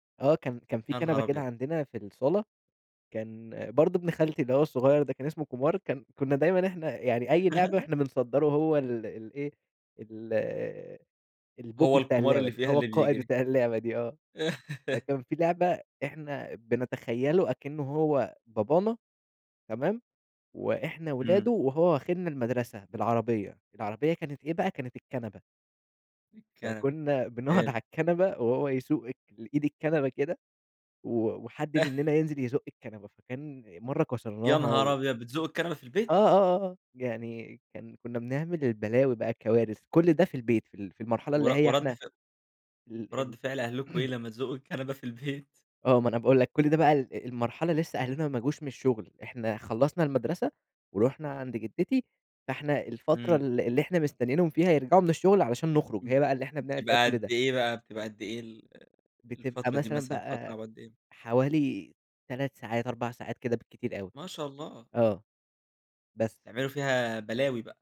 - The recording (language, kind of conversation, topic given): Arabic, podcast, إيه أكتر ذكرى من طفولتك لسه بتضحّكك كل ما تفتكرها؟
- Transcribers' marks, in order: tapping; laugh; laugh; laughing while speaking: "بنقعُد"; chuckle; throat clearing; laughing while speaking: "الكنبة في البيت؟"; other background noise